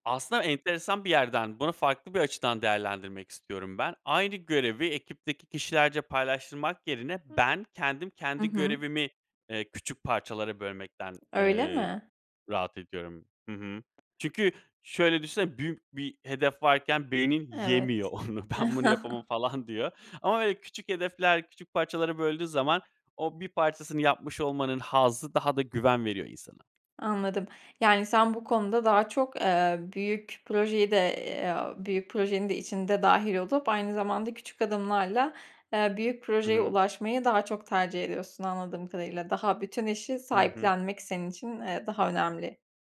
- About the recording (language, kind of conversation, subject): Turkish, podcast, Gelen bilgi akışı çok yoğunken odaklanmanı nasıl koruyorsun?
- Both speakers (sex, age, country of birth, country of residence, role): female, 25-29, Turkey, Hungary, host; male, 35-39, Turkey, Greece, guest
- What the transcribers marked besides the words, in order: other noise; other background noise; laughing while speaking: "onu ben bunu yapamam falan diyor"; chuckle